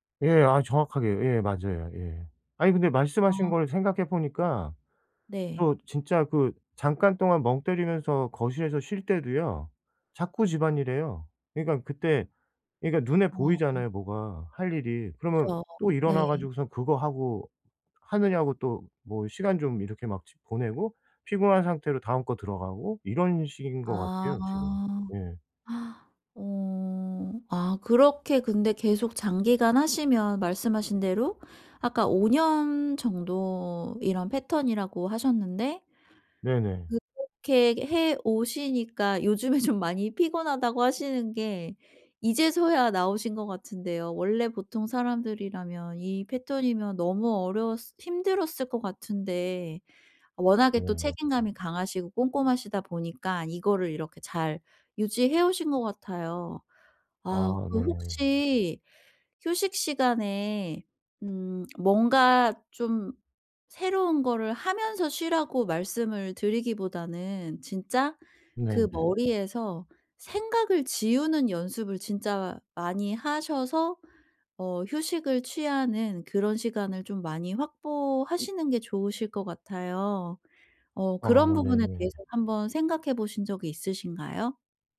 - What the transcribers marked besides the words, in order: gasp; laughing while speaking: "요즘에"; other background noise
- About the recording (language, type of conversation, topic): Korean, advice, 어떻게 하면 집에서 편하게 쉬는 습관을 꾸준히 만들 수 있을까요?